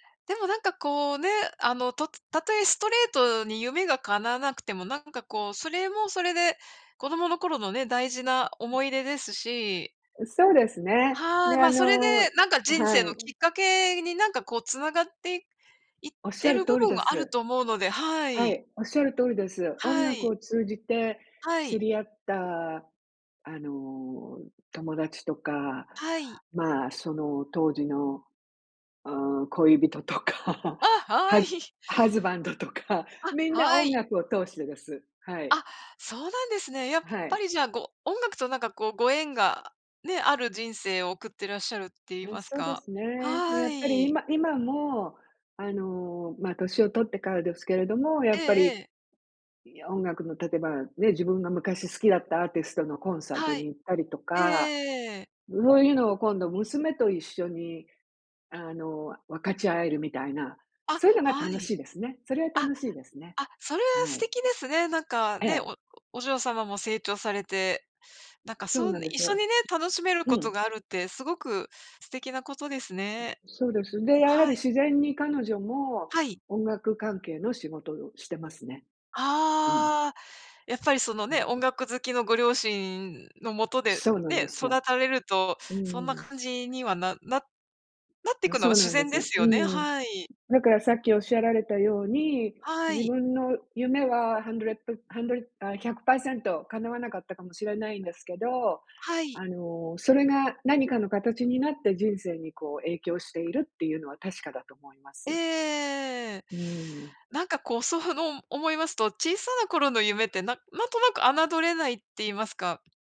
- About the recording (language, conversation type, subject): Japanese, unstructured, 子どもの頃に抱いていた夢は何で、今はどうなっていますか？
- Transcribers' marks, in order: laughing while speaking: "恋人とか、ハズ ハズバンド とか"; in English: "ハズバンド"; other noise; in English: "hundred"